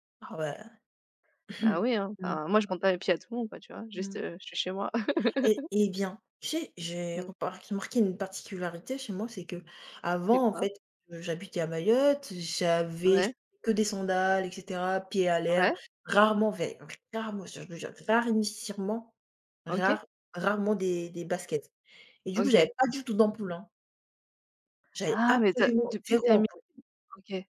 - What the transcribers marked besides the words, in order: throat clearing; laugh; "vraiment" said as "vrairaremos"
- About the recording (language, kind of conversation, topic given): French, unstructured, Comment décrirais-tu ton style personnel ?